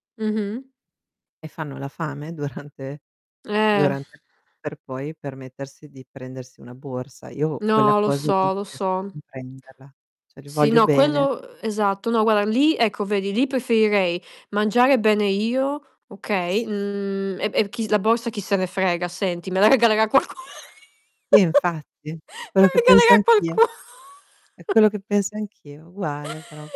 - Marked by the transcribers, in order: distorted speech; other background noise; unintelligible speech; static; laughing while speaking: "qualcuno. Me la regalerà qualcuno"
- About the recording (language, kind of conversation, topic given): Italian, unstructured, Quali metodi usi per risparmiare senza rinunciare alle piccole gioie quotidiane?